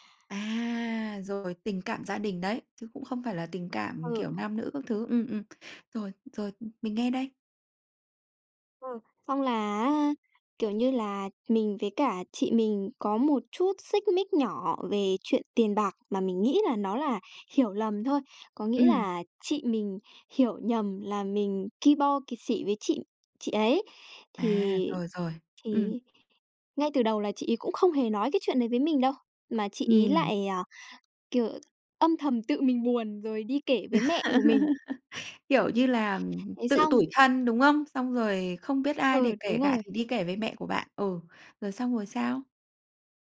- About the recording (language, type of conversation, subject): Vietnamese, podcast, Bạn có thể kể về một lần bạn dám nói ra điều khó nói không?
- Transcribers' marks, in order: other background noise; laugh